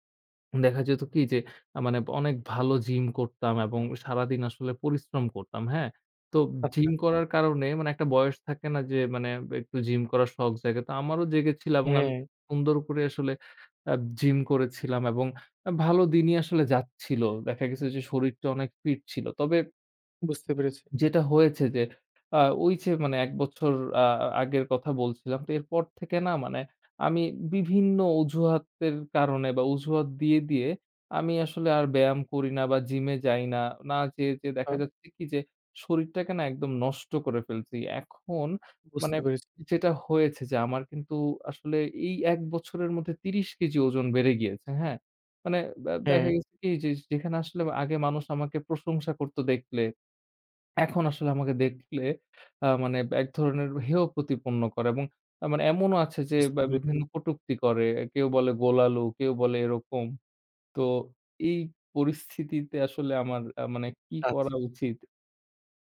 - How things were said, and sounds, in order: tapping
- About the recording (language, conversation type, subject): Bengali, advice, আমি কীভাবে নিয়মিত ব্যায়াম শুরু করতে পারি, যখন আমি বারবার অজুহাত দিই?